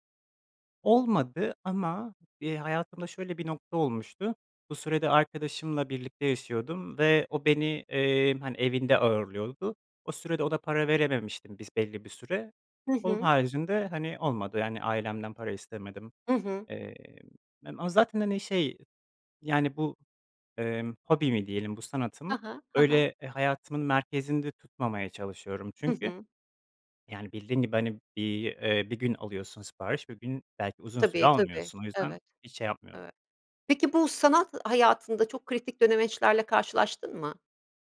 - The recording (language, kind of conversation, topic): Turkish, podcast, Sanat ve para arasında nasıl denge kurarsın?
- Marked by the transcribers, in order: other background noise